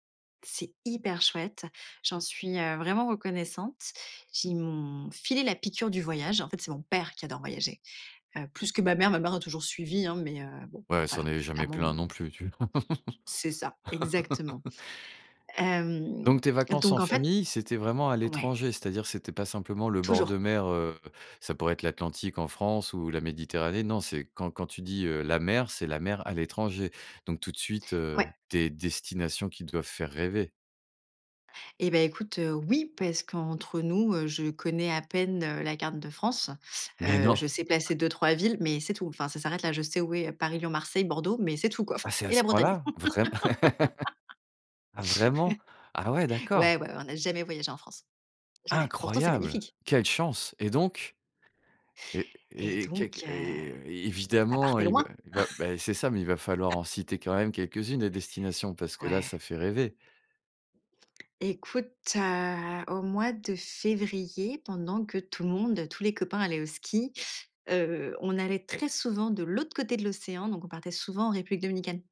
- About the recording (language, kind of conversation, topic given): French, podcast, Comment se déroulaient vos vacances en famille ?
- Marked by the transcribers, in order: laugh; laugh; chuckle; laugh; stressed: "Incroyable!"; tapping; laugh